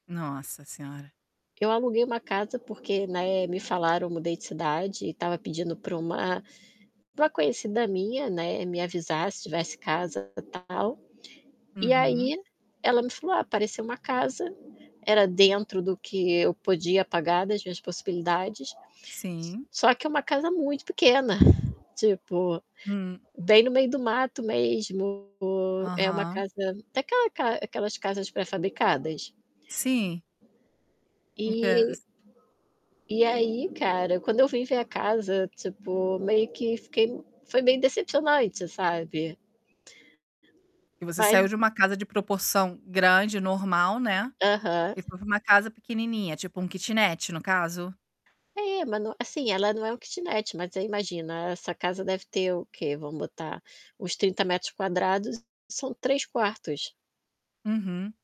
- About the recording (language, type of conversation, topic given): Portuguese, advice, Como você se sente ao perceber que está sem propósito ou direção no dia a dia?
- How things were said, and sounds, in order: tapping; static; distorted speech; chuckle; other background noise; in English: "kitnet"; in English: "kitnet"